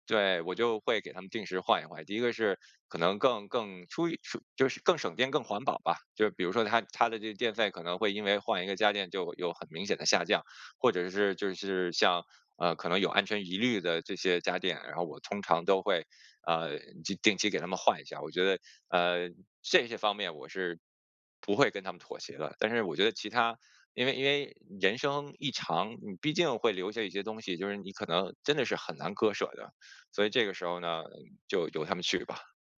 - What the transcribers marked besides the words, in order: none
- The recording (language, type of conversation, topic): Chinese, podcast, 你有哪些断舍离的经验可以分享？